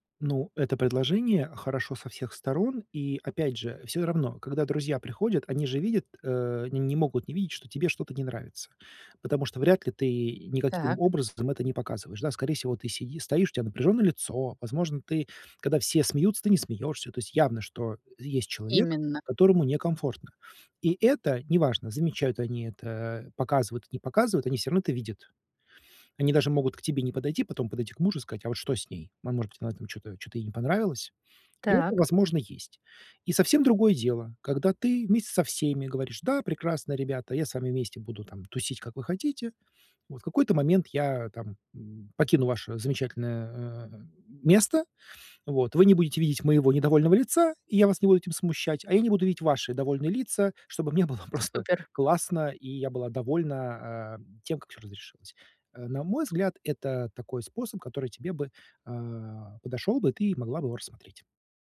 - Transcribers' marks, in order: laughing while speaking: "просто"
- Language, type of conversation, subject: Russian, advice, Как справиться со стрессом и тревогой на праздниках с друзьями?